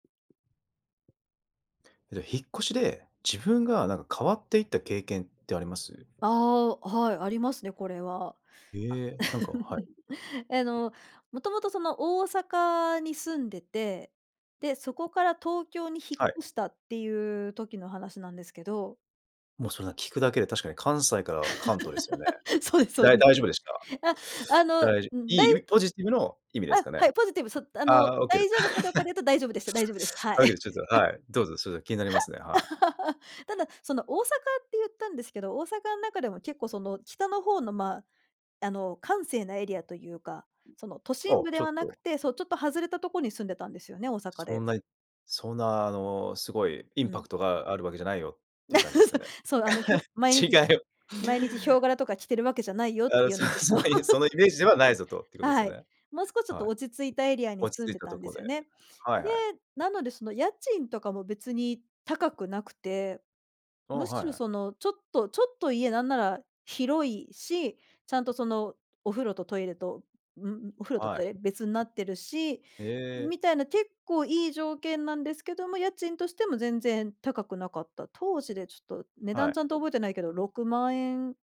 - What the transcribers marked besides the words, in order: tapping; other noise; chuckle; laugh; laugh; chuckle; laugh; laugh; laughing while speaking: "違いを"; laughing while speaking: "そ そういう"; laugh
- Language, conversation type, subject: Japanese, podcast, 引っ越しをきっかけに自分が変わったと感じた経験はありますか？
- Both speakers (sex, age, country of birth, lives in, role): female, 40-44, Japan, Japan, guest; male, 35-39, Japan, Japan, host